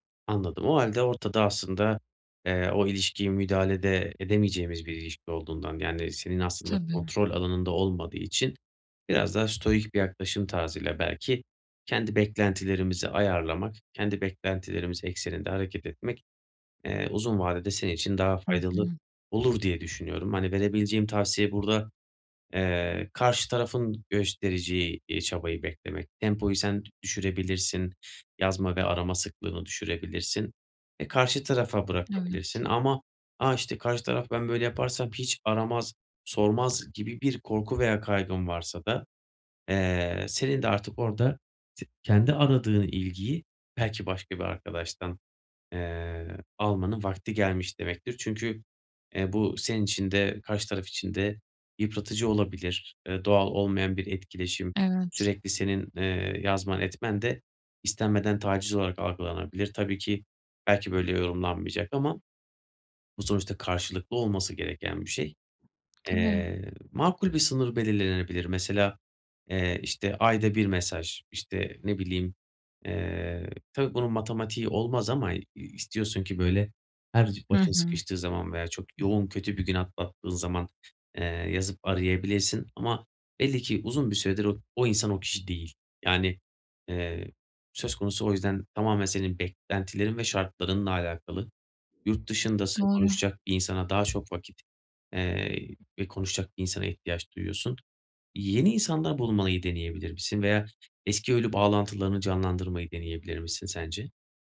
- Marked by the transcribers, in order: in English: "stoic"; put-on voice: "a, işte, karşı taraf ben böyle yaparsam hiç aramaz, sormaz"; tapping; other background noise; "bulmayı" said as "bulmalıyı"
- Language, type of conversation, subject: Turkish, advice, Arkadaşlıkta çabanın tek taraflı kalması seni neden bu kadar yoruyor?